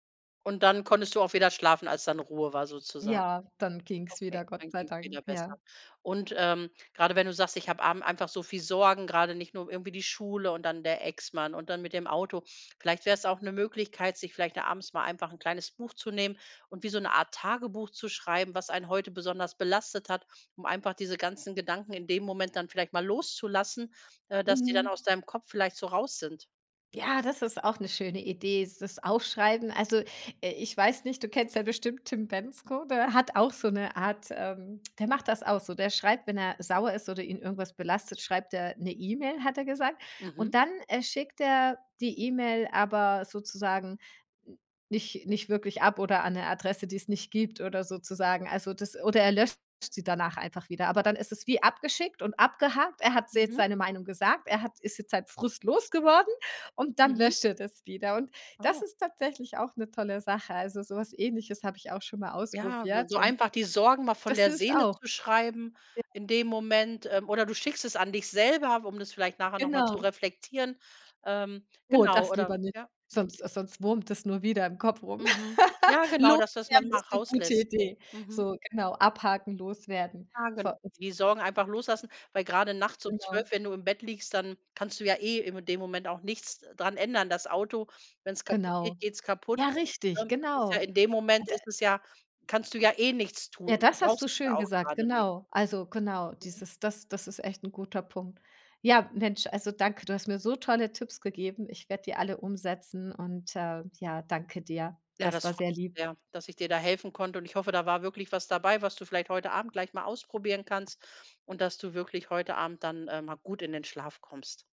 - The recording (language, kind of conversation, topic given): German, advice, Welche anhaltenden Sorgen halten dich vom Einschlafen ab?
- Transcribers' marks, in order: other background noise; unintelligible speech; laugh; unintelligible speech; unintelligible speech